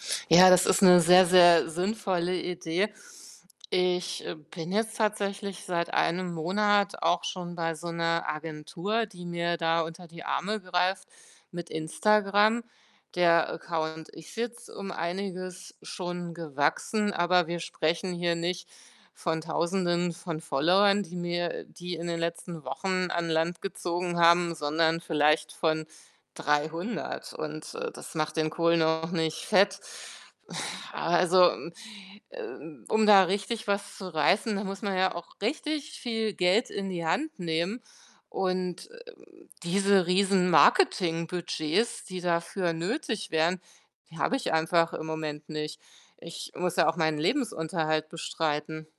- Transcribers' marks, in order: distorted speech; other background noise; groan
- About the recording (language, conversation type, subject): German, advice, Wie sieht deine berufliche Routine aus, wenn dir ein erfüllendes Ziel fehlt?